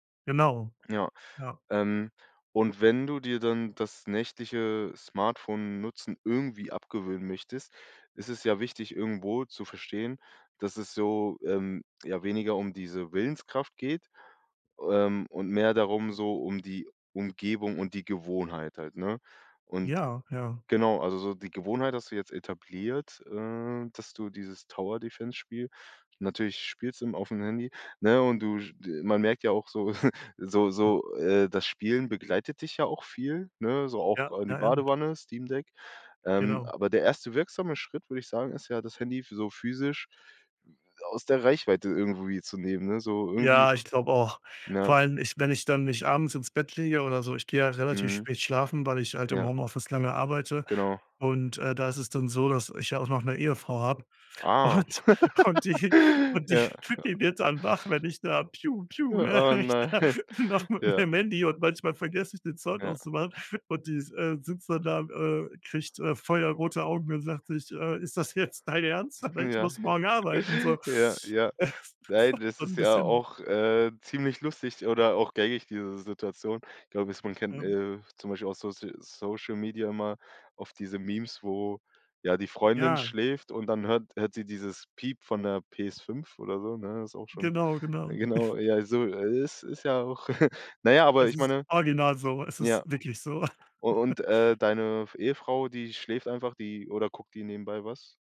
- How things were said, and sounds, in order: in English: "Tower-Defense Spiel"; chuckle; other background noise; laugh; laughing while speaking: "und und die und die … mit meinem Handy"; other noise; laughing while speaking: "nein"; laughing while speaking: "Ist das jetzt dein Ernst? … so. Das war"; chuckle; chuckle; chuckle; chuckle
- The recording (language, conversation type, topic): German, advice, Wie kann ich mir die nächtliche Smartphone-Nutzung abgewöhnen?